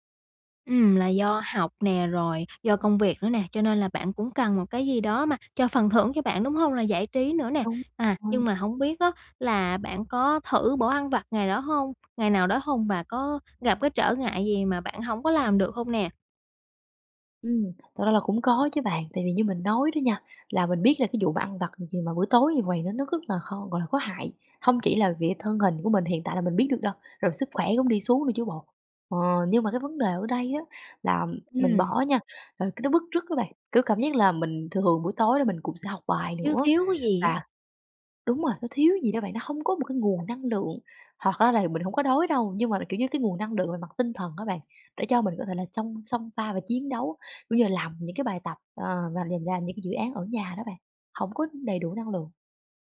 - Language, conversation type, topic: Vietnamese, advice, Vì sao bạn khó bỏ thói quen ăn vặt vào buổi tối?
- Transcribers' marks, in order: tapping; "vì" said as "vịa"; other background noise